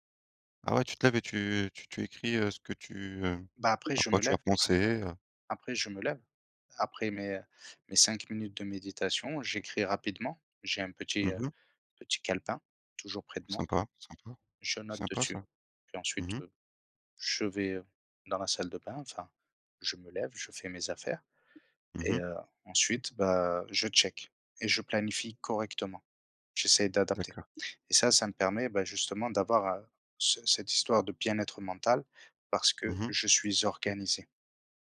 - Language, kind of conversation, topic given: French, unstructured, Comment prends-tu soin de ton bien-être mental au quotidien ?
- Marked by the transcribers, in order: tapping